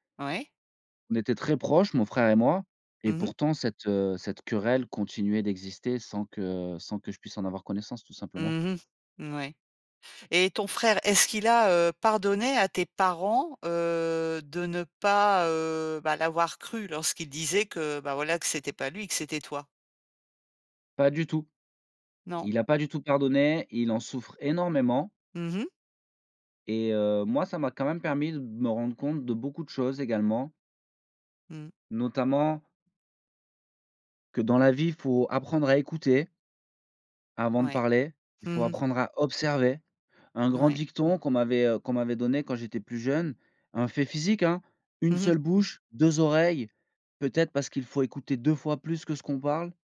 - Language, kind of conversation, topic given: French, podcast, Comment reconnaître ses torts et s’excuser sincèrement ?
- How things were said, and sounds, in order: tapping; other background noise